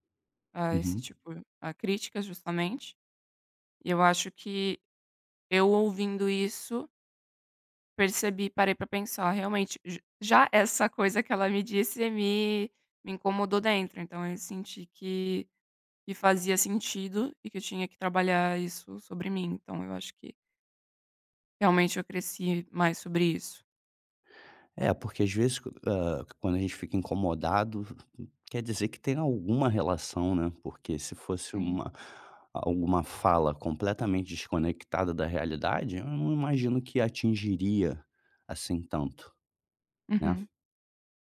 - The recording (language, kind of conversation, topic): Portuguese, advice, Como posso parar de me culpar demais quando recebo críticas?
- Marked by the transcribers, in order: none